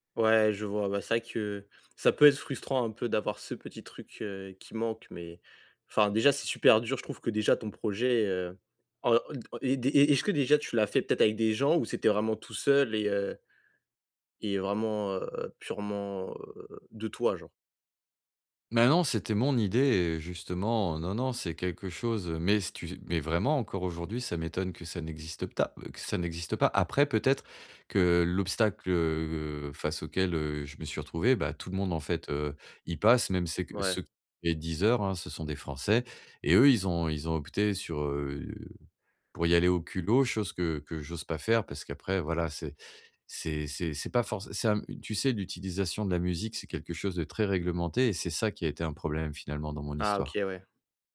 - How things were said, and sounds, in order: none
- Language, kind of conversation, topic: French, advice, Comment gérer la culpabilité après avoir fait une erreur ?